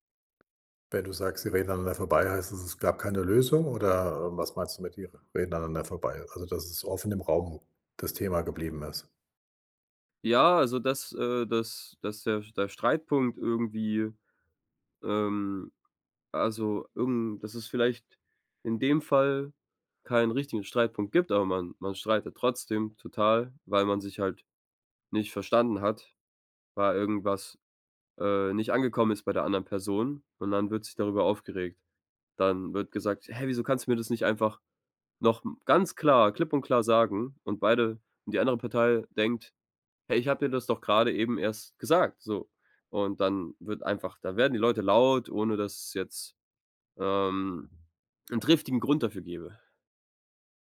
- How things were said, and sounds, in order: drawn out: "ähm"
- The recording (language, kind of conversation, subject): German, advice, Wie finden wir heraus, ob unsere emotionalen Bedürfnisse und Kommunikationsstile zueinander passen?